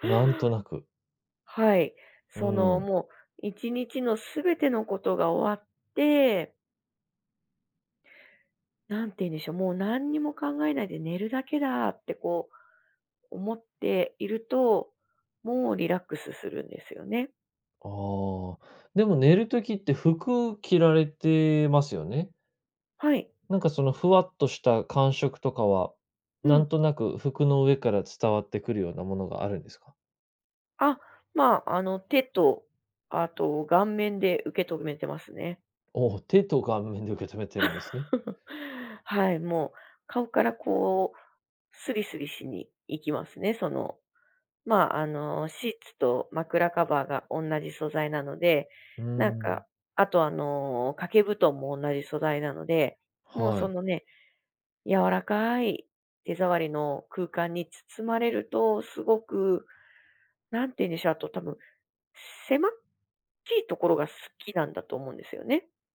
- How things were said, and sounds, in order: laugh; "狭っちい" said as "狭っきい"
- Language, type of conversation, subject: Japanese, podcast, 夜、家でほっとする瞬間はいつですか？